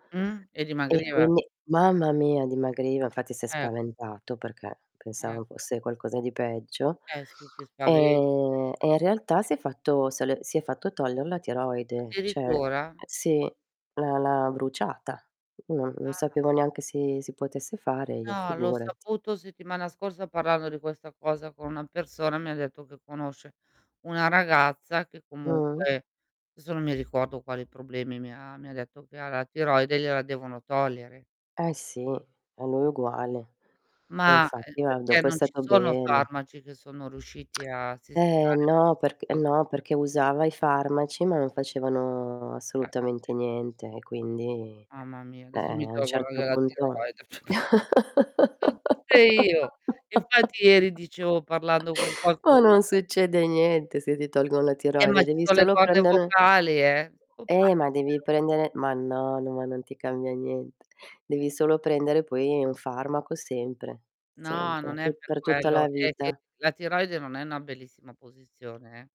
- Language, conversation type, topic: Italian, unstructured, Qual è l’importanza della varietà nella nostra dieta quotidiana?
- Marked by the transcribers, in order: distorted speech; stressed: "mamma mia"; tapping; unintelligible speech; "cioè" said as "ceh"; "desso" said as "adesso"; static; unintelligible speech; "Mamma" said as "amma"; other noise; laugh; "prendere" said as "prendene"; other background noise; "una" said as "na"